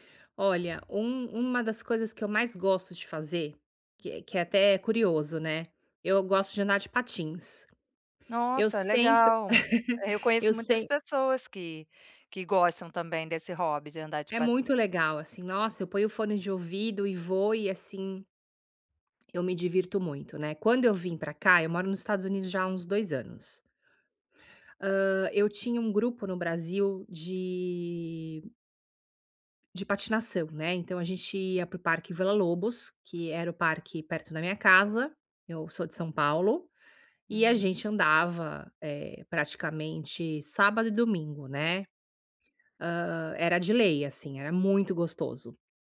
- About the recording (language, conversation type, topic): Portuguese, advice, Como posso encontrar tempo e motivação para meus hobbies?
- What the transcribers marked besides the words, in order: laugh